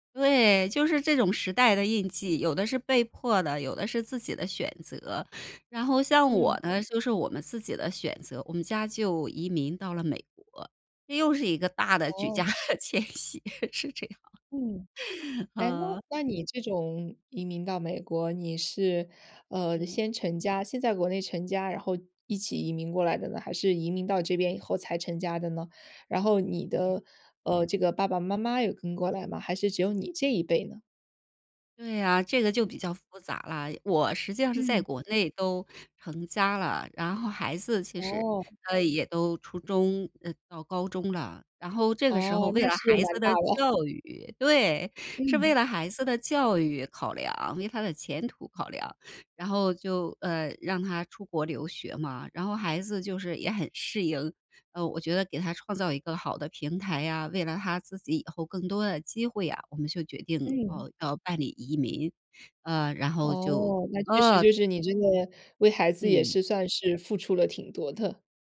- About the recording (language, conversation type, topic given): Chinese, podcast, 你能讲讲你家族的迁徙故事吗？
- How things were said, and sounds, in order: chuckle; laughing while speaking: "迁徙，是这样"; inhale; other background noise; other noise; tapping